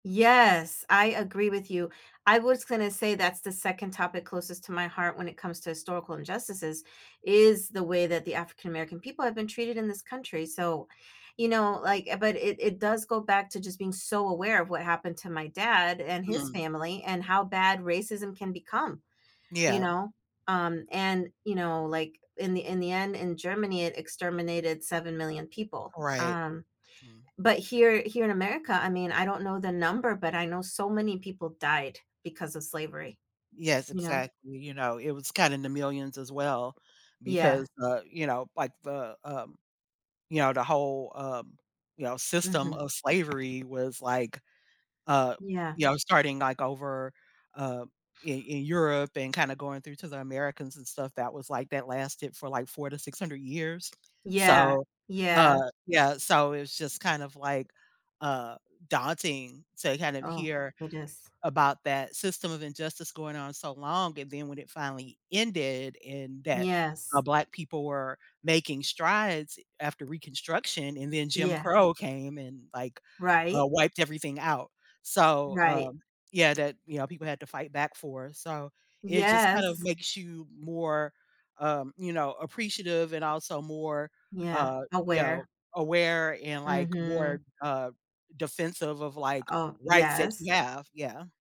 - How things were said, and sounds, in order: tapping; other background noise
- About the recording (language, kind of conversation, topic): English, unstructured, How can learning about past injustices shape our views and actions today?